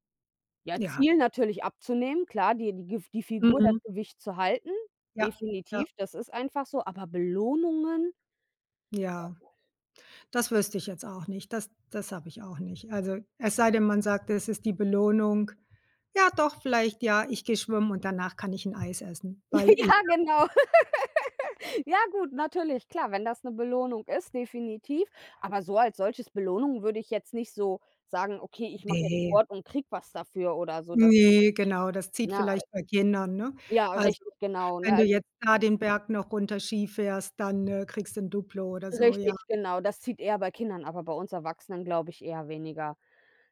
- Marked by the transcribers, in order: other background noise; tapping; snort; laugh
- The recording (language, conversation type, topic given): German, unstructured, Wie motivierst du dich, regelmäßig Sport zu treiben?